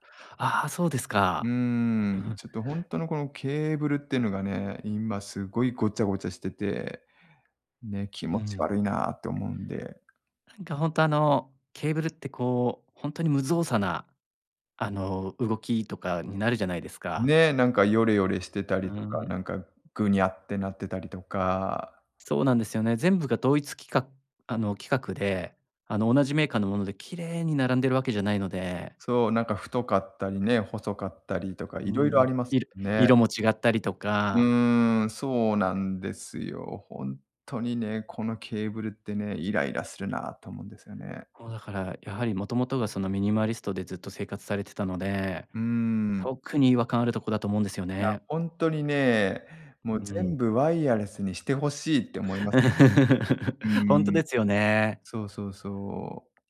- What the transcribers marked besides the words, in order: laugh; unintelligible speech
- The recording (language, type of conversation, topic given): Japanese, advice, 価値観の変化で今の生活が自分に合わないと感じるのはなぜですか？